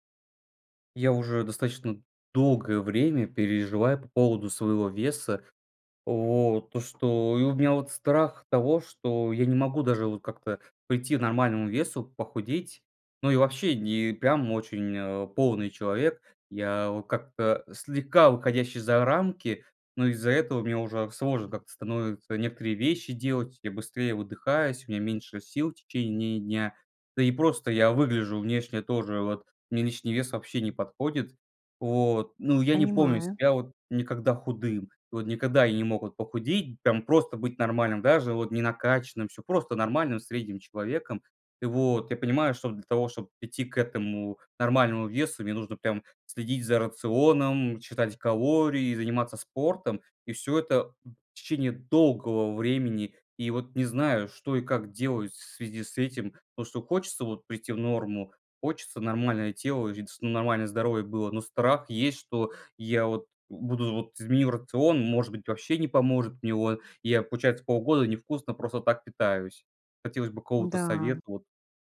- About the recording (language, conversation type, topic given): Russian, advice, Как вы переживаете из-за своего веса и чего именно боитесь при мысли об изменениях в рационе?
- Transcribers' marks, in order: none